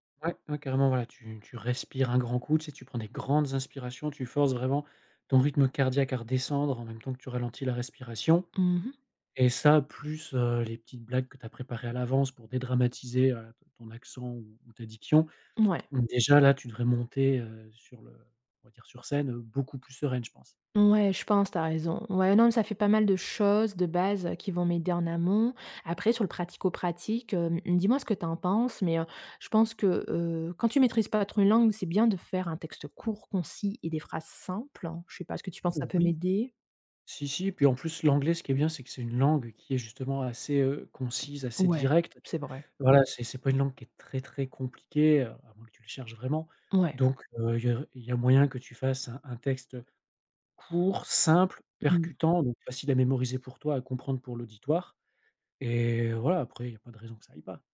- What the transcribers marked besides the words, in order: stressed: "langue"
- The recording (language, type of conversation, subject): French, advice, Comment décririez-vous votre anxiété avant de prendre la parole en public ?